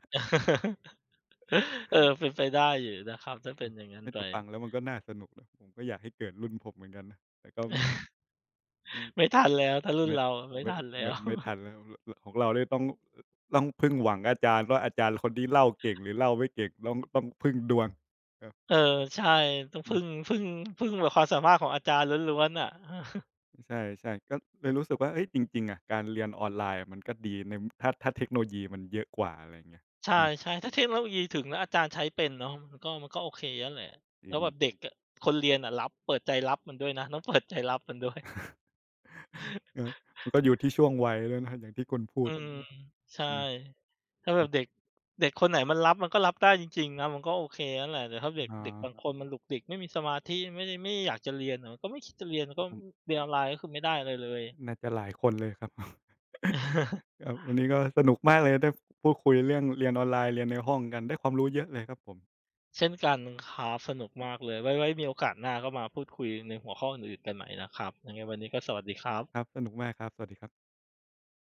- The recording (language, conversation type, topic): Thai, unstructured, คุณคิดว่าการเรียนออนไลน์ดีกว่าการเรียนในห้องเรียนหรือไม่?
- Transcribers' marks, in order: laugh; chuckle; other background noise; laugh; laugh; chuckle; chuckle; laugh; laughing while speaking: "ผม"; laugh